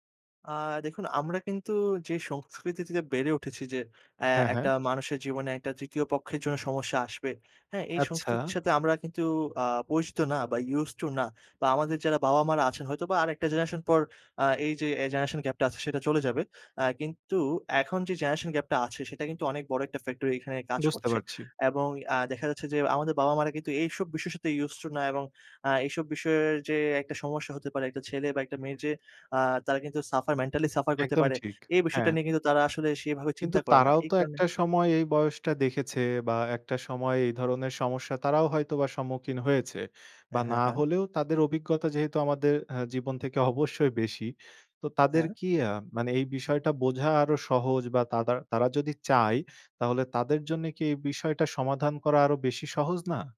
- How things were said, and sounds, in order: none
- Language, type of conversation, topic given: Bengali, podcast, অনুপ্রেরণা কম থাকলে আপনি কী করেন?